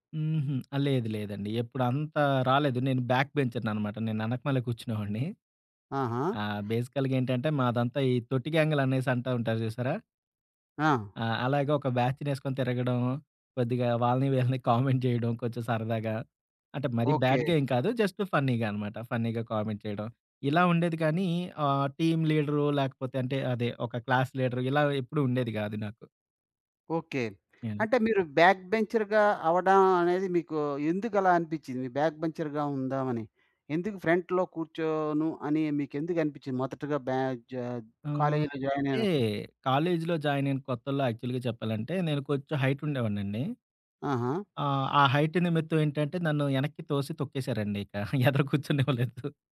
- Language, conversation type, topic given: Telugu, podcast, ప్రేరణ లేకపోతే మీరు దాన్ని ఎలా తెచ్చుకుంటారు?
- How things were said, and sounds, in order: other background noise; in English: "బేసికల్‌గా"; in English: "బ్యాచ్‌నేసుకొని"; in English: "కామెంట్"; in English: "బ్యాడ్‌గా"; in English: "జస్ట్ ఫన్నీగా"; in English: "ఫన్నీగా కామెంట్"; in English: "టీమ్"; in English: "క్లాస్"; in English: "బ్యాక్ బెంచర్‌గా"; in English: "బ్యాక్‌బెంచర్‌గా"; in English: "ఫ్రంట్‌లో"; in English: "జాయిన్"; in English: "జాయిన్"; in English: "యాక్చువల్‌గా"; in English: "హైట్"; in English: "హైట్"; laughing while speaking: "ఎదర కూర్చొనివ్వలేదు"